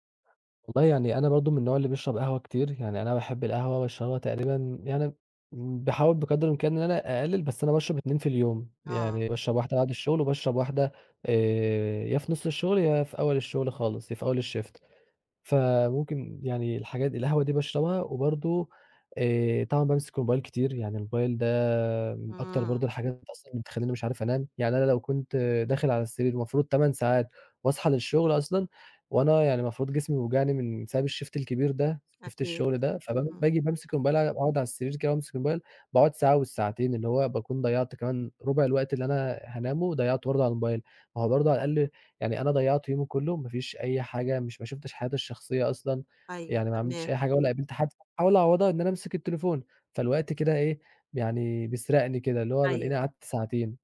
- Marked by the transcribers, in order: in English: "الshift"; in English: "الshift"; in English: "shift"; other background noise; tapping
- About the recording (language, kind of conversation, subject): Arabic, advice, إزاي أقدر ألتزم بميعاد نوم وصحيان ثابت؟